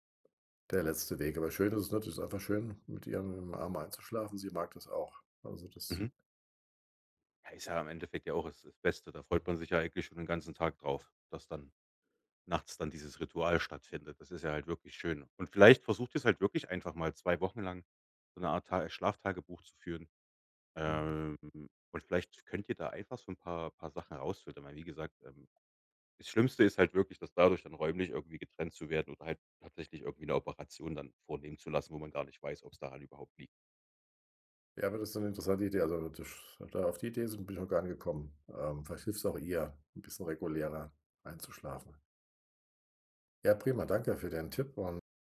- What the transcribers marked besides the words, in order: drawn out: "Ähm"
- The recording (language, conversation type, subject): German, advice, Wie beeinträchtigt Schnarchen von dir oder deinem Partner deinen Schlaf?